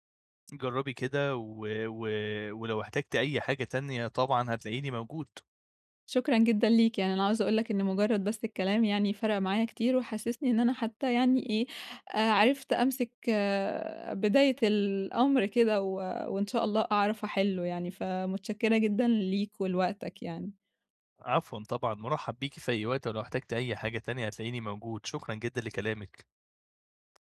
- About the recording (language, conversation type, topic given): Arabic, advice, إزاي أرتّب مهامي حسب الأهمية والإلحاح؟
- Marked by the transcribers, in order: tapping